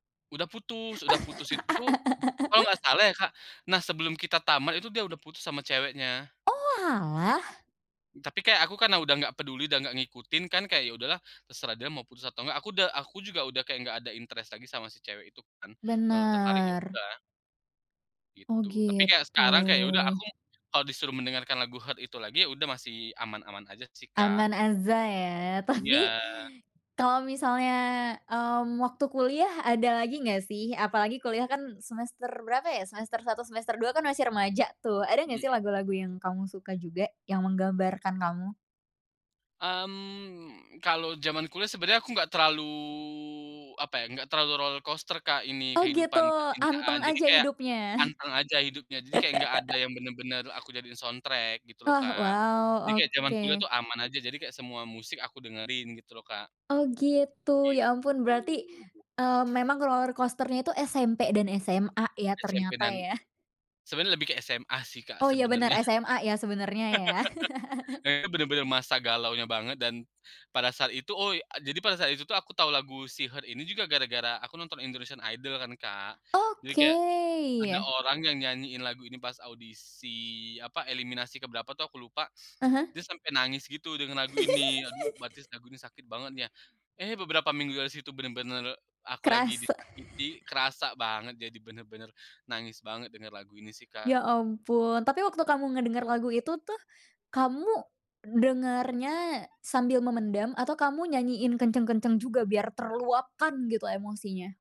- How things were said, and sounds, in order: laugh; tapping; other background noise; in English: "interest"; "aja" said as "aza"; laughing while speaking: "Tapi"; drawn out: "terlalu"; in English: "roller coaster"; laugh; in English: "soundtrack"; in English: "roller coaster-nya"; laugh; chuckle; giggle; chuckle
- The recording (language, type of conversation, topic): Indonesian, podcast, Apa lagu pengiring yang paling berkesan buatmu saat remaja?